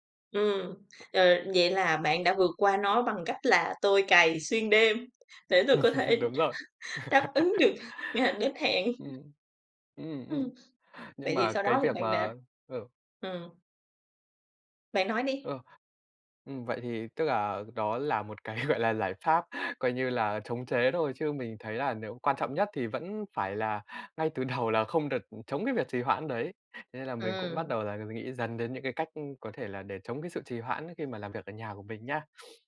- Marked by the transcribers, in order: other background noise; tapping; laughing while speaking: "để tôi có thể đáp ứng được ngày đến hẹn"; laugh; laughing while speaking: "gọi là"; laughing while speaking: "đầu"
- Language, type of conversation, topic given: Vietnamese, podcast, Bạn có mẹo nào để chống trì hoãn khi làm việc ở nhà không?